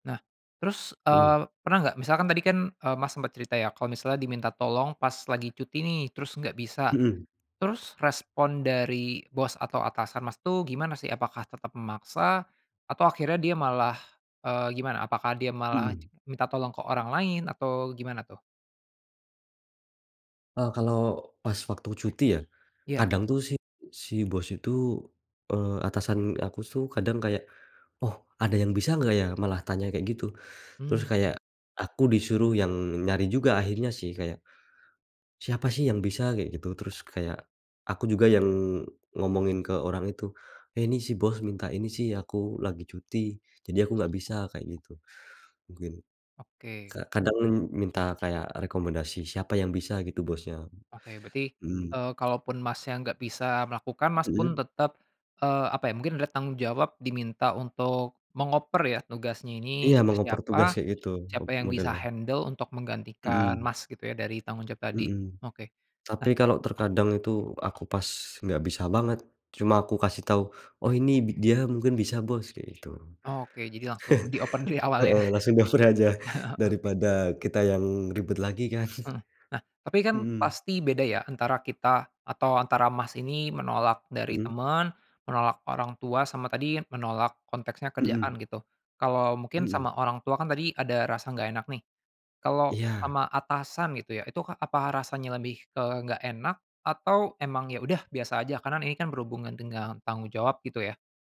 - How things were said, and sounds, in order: other background noise; in English: "handle"; chuckle; laughing while speaking: "ya?"; chuckle
- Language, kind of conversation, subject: Indonesian, podcast, Bagaimana cara mengatakan “tidak” tanpa merasa bersalah?